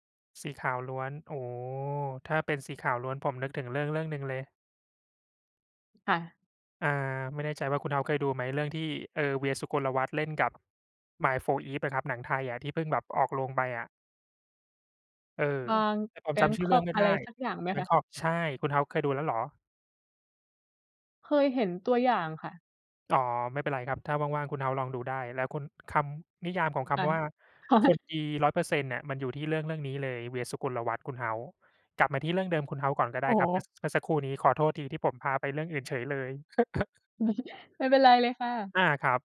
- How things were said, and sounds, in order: other background noise; tapping; chuckle; chuckle
- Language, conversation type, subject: Thai, unstructured, ถ้าคุณต้องแนะนำหนังสักเรื่องให้เพื่อนดู คุณจะแนะนำเรื่องอะไร?